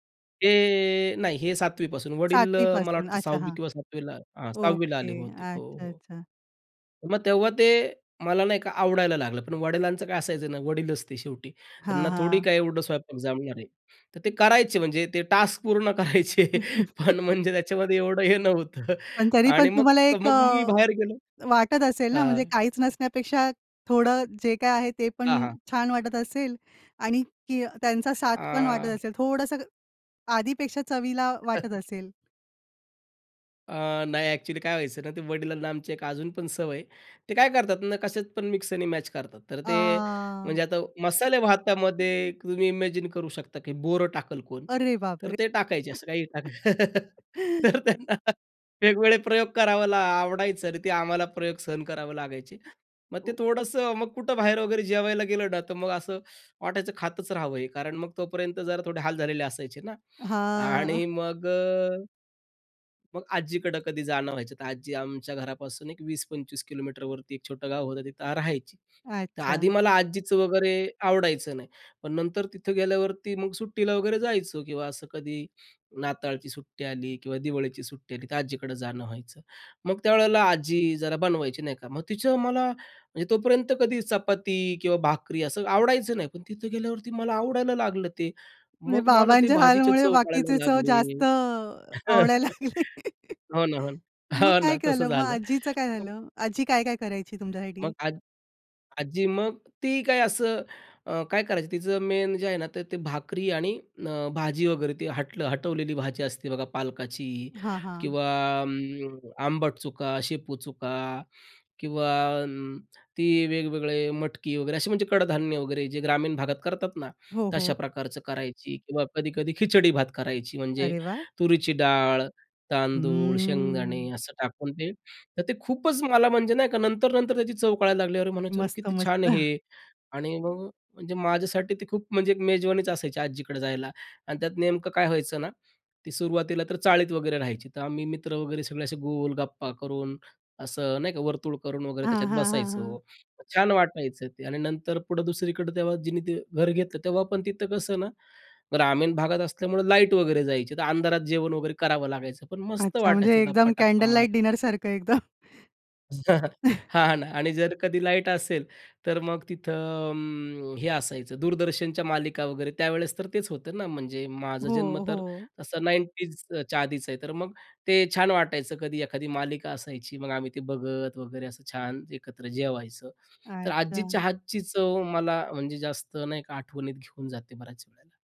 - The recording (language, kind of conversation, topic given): Marathi, podcast, कुठल्या अन्नांमध्ये आठवणी जागवण्याची ताकद असते?
- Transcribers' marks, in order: drawn out: "ते"; tapping; laugh; laughing while speaking: "पूर्ण करायचे पण म्हणजे त्याच्यामध्ये एवढं हे नव्हतं"; other noise; chuckle; drawn out: "आह!"; unintelligible speech; in English: "इमॅजिन"; laugh; laughing while speaking: "टाकायचं तर त्यांना वेगवेगळे प्रयोग करावं ला आवडायचं"; drawn out: "हां"; laughing while speaking: "म्हणजे बाबांच्या हाल मुळे बाकीचे चव जास्त अ,आवडायला लागले?"; laugh; chuckle; laughing while speaking: "हो ना"; unintelligible speech; in English: "मेन"; drawn out: "हम्म"; in English: "कॅन्डल लाइट डिनर"; chuckle; laughing while speaking: "हां ना"; chuckle